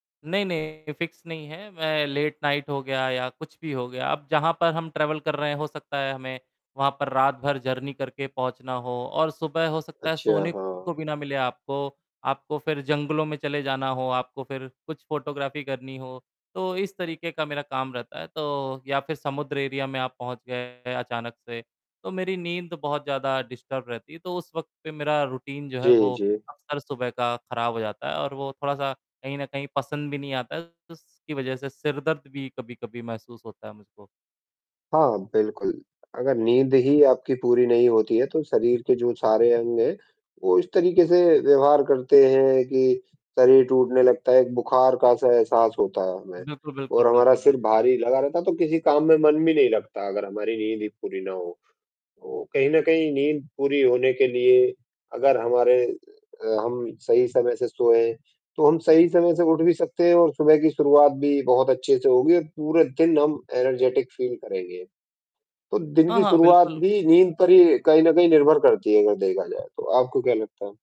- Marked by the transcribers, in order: static; distorted speech; in English: "लेट नाइट"; in English: "ट्रैवल"; in English: "जर्नी"; in English: "फ़ोटोग्राफी"; in English: "एरिया"; in English: "डिस्टर्ब"; in English: "रूटीन"; in English: "एनर्जेटिक फ़ील"
- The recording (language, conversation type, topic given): Hindi, unstructured, आपका दिन सुबह से कैसे शुरू होता है?